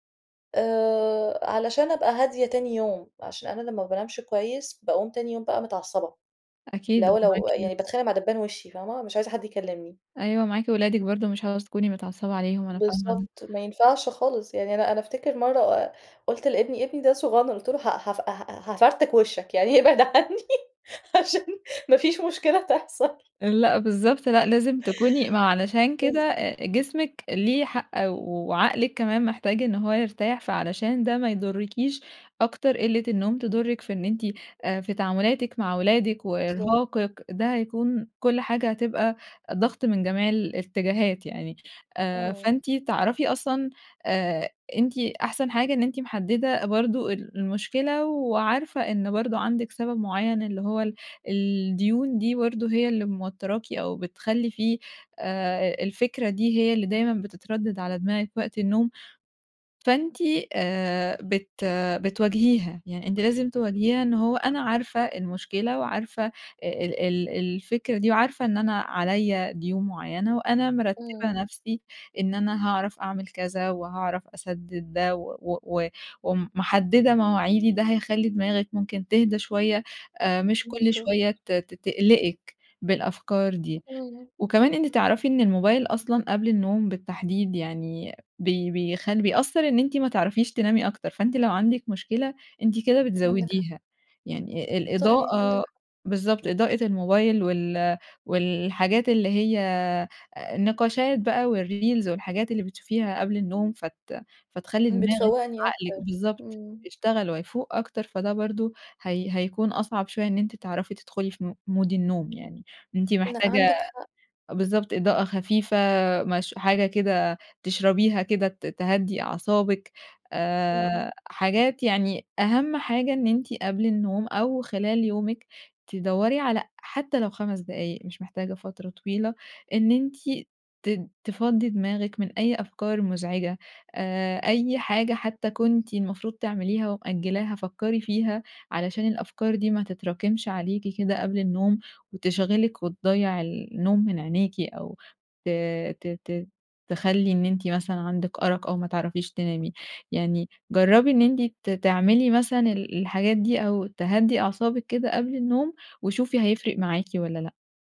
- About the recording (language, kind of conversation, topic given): Arabic, advice, إزاي أقدر أنام لما الأفكار القلقة بتفضل تتكرر في دماغي؟
- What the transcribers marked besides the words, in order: laughing while speaking: "يعني إبعد عني عشان ما فيش مشكلة تحصل"; in English: "والreels"; in English: "مود"